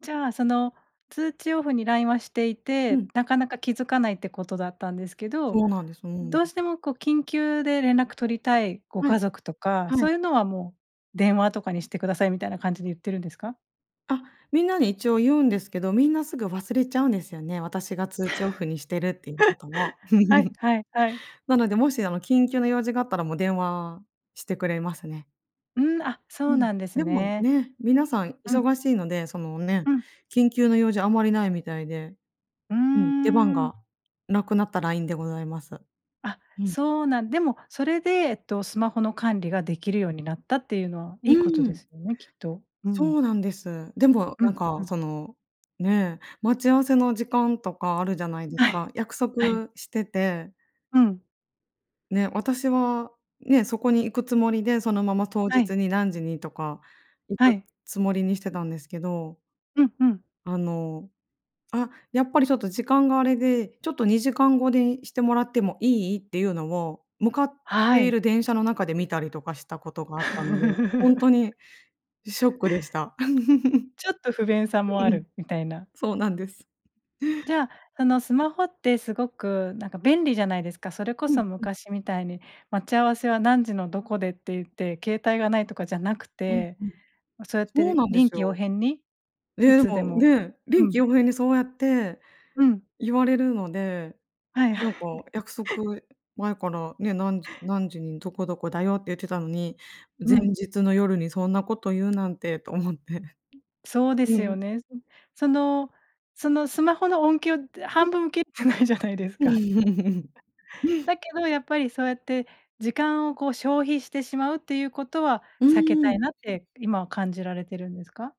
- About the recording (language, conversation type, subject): Japanese, podcast, スマホ時間の管理、どうしていますか？
- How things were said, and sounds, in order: laugh; chuckle; other noise; laugh; chuckle; chuckle; unintelligible speech; laughing while speaking: "半分切ってないじゃないですか"; chuckle